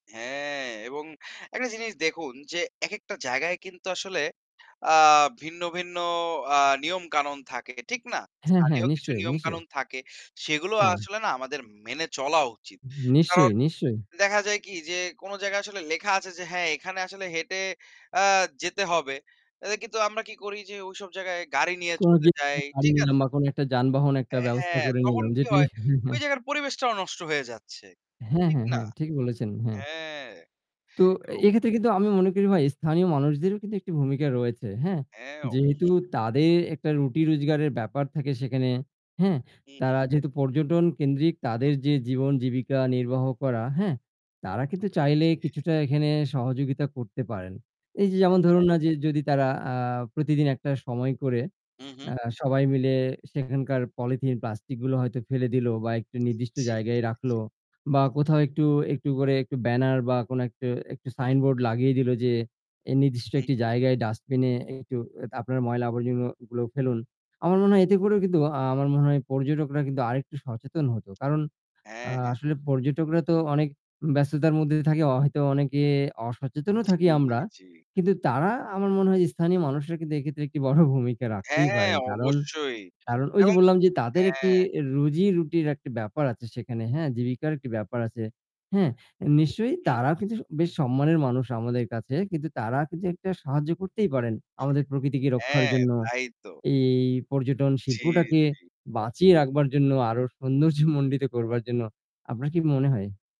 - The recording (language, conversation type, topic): Bengali, unstructured, আপনার কি মনে হয় পর্যটন অনেক সময় প্রকৃতির ক্ষতি করে?
- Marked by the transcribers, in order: drawn out: "হ্যাঁ"; static; unintelligible speech; laughing while speaking: "যেটি হ্যাঁ, হ্যাঁ"; tapping; laughing while speaking: "জি, জি"; laughing while speaking: "বড় ভূমিকা"; laughing while speaking: "সৌন্দর্য মণ্ডিত"